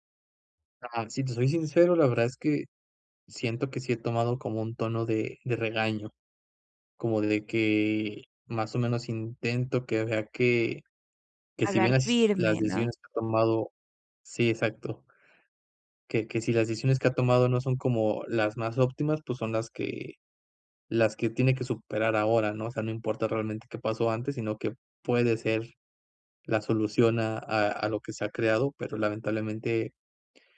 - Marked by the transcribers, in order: tapping
- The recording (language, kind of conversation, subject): Spanish, advice, ¿Cómo puedo dar retroalimentación constructiva sin generar conflicto?